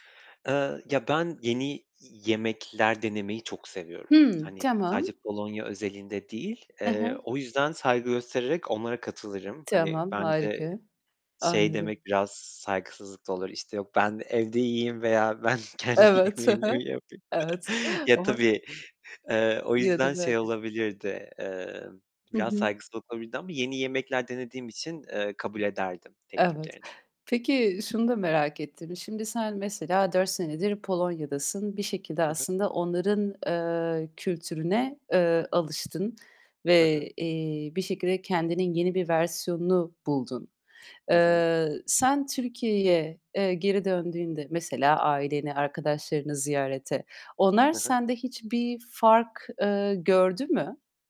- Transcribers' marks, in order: tapping; other background noise; laughing while speaking: "kendi yemeğimi mi yapayım?"
- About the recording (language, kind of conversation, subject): Turkish, podcast, Göç deneyimin kimliğini nasıl değiştirdi, anlatır mısın?